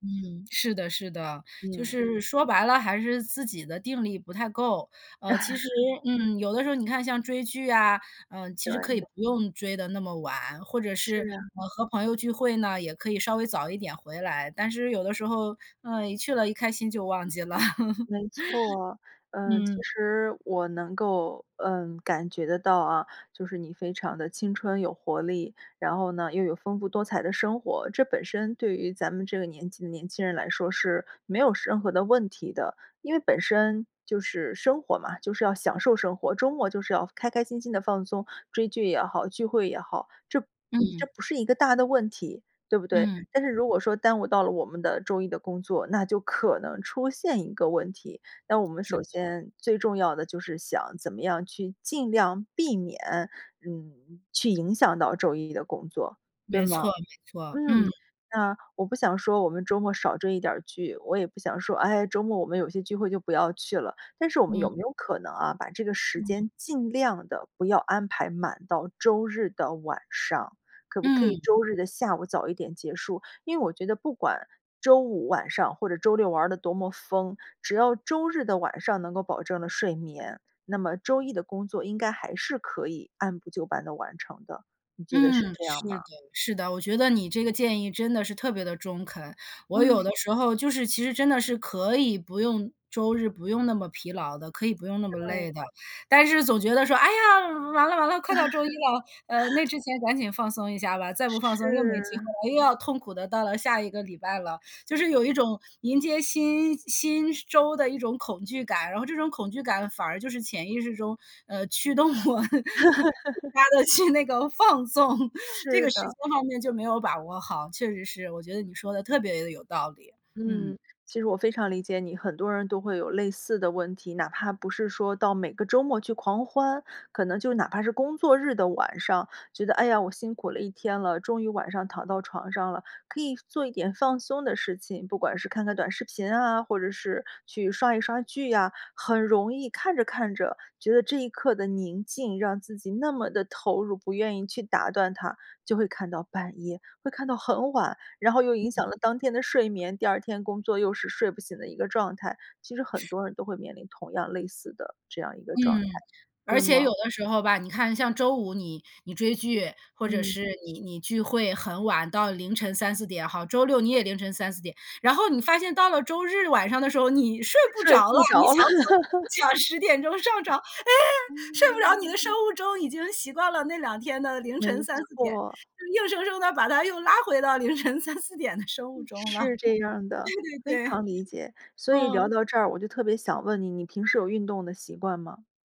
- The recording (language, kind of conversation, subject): Chinese, advice, 周末作息打乱，周一难以恢复工作状态
- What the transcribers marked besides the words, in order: laugh; laugh; laugh; laugh; laughing while speaking: "我 它的去那个放纵"; laugh; laugh; unintelligible speech; laughing while speaking: "你想十 点钟上床，哎，睡不 … 物钟了，对 对 对"